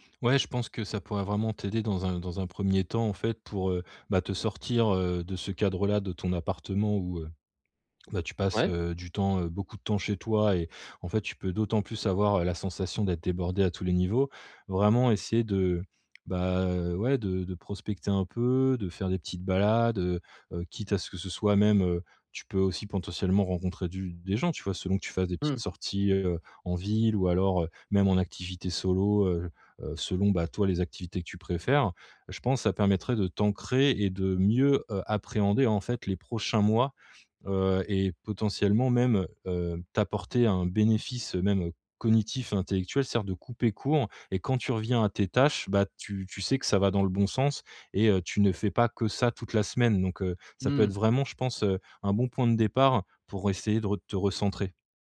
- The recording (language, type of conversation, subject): French, advice, Comment s’adapter à un déménagement dans une nouvelle ville loin de sa famille ?
- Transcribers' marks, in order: other background noise